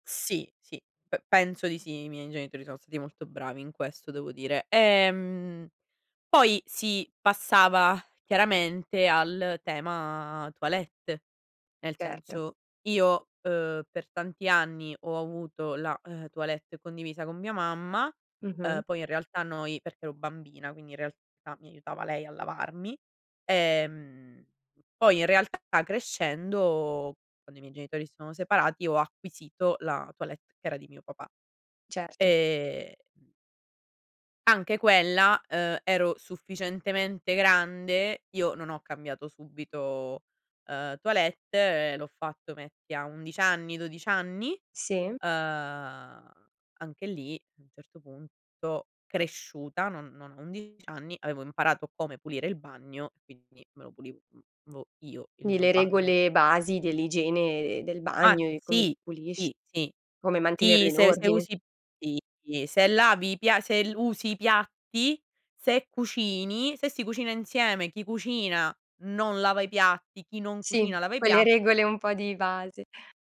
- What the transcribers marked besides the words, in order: none
- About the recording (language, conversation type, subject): Italian, podcast, Come dividete i compiti di casa con gli altri?